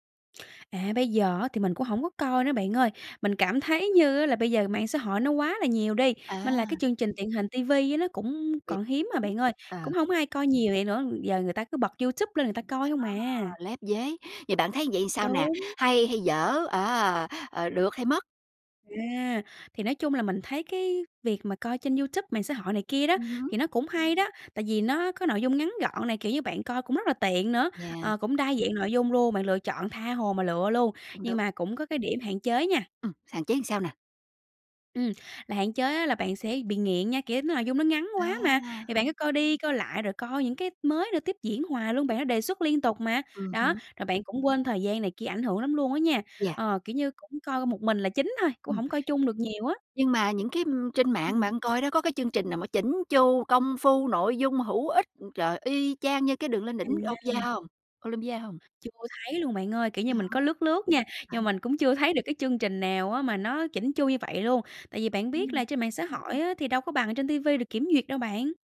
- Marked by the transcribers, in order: tapping; other background noise; "nên" said as "mên"
- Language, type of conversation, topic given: Vietnamese, podcast, Bạn nhớ nhất chương trình truyền hình nào thời thơ ấu?